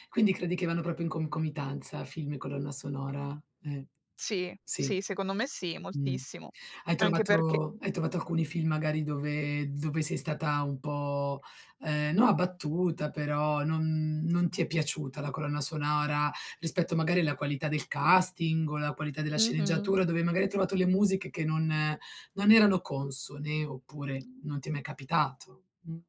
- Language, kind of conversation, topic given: Italian, podcast, Che ruolo ha la colonna sonora nei tuoi film preferiti?
- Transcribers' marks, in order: other background noise; tapping